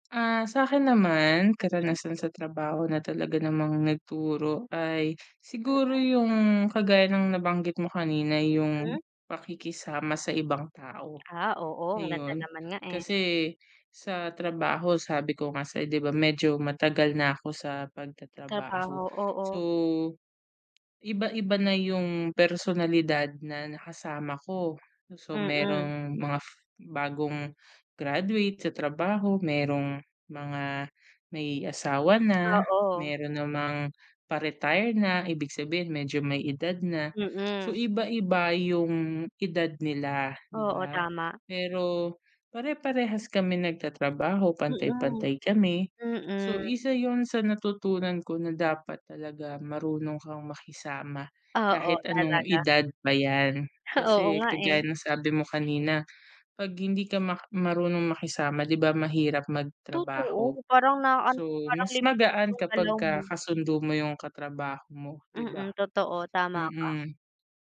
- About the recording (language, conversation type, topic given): Filipino, unstructured, Ano ang pinakamahalagang aral na natutunan mo sa iyong trabaho?
- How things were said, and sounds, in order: tongue click; chuckle